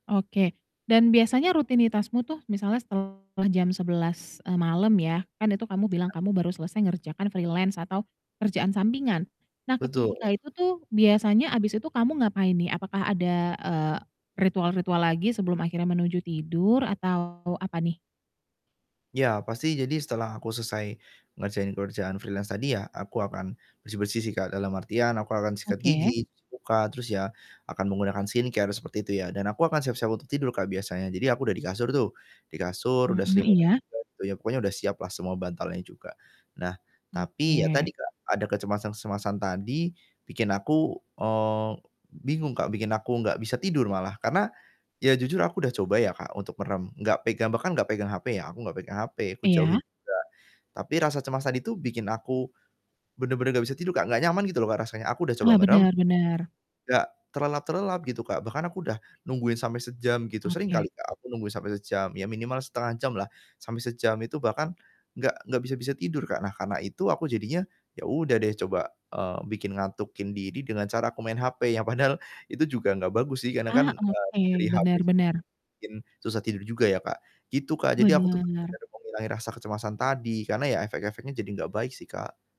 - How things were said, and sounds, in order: distorted speech; in English: "freelance"; in English: "freelance"; in English: "skincare"; "kecemasan-kecemasan" said as "kecemasan-kesemasan"; other background noise; laughing while speaking: "yang padahal"
- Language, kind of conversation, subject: Indonesian, advice, Bagaimana cara mengatasi kecemasan karena takut kurang tidur yang membuat saya semakin sulit tidur?
- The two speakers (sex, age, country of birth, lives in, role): female, 30-34, Indonesia, Indonesia, advisor; male, 25-29, Indonesia, Indonesia, user